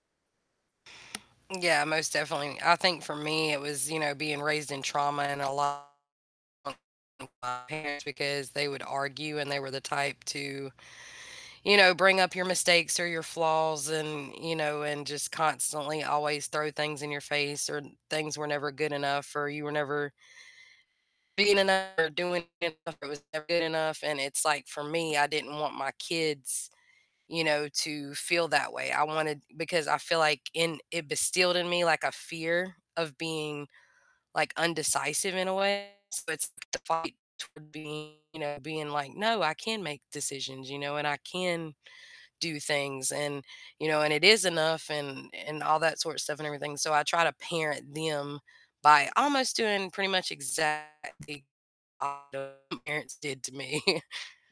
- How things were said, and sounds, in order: static; tapping; distorted speech; unintelligible speech; other background noise; unintelligible speech; "instilled" said as "bestilled"; "indecisive" said as "undecisive"; unintelligible speech; chuckle
- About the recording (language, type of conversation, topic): English, unstructured, How should you respond when family members don’t respect your choices?
- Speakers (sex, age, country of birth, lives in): female, 40-44, United States, United States; male, 35-39, United States, United States